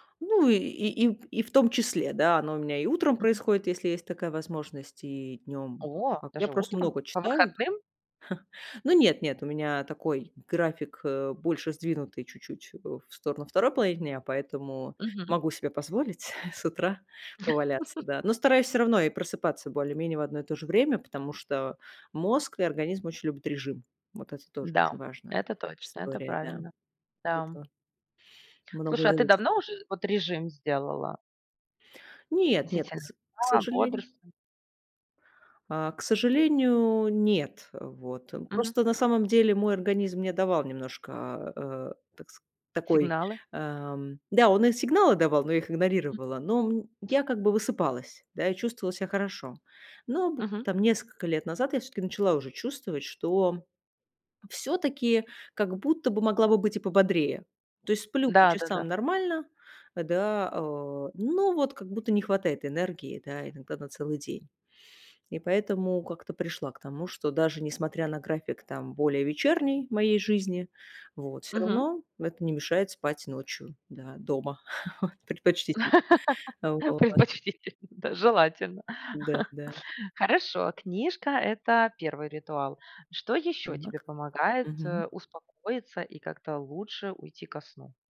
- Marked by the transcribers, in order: chuckle; chuckle; other background noise; chuckle; laugh; tapping; chuckle
- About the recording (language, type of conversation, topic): Russian, podcast, Как ты организуешь сон, чтобы просыпаться бодрым?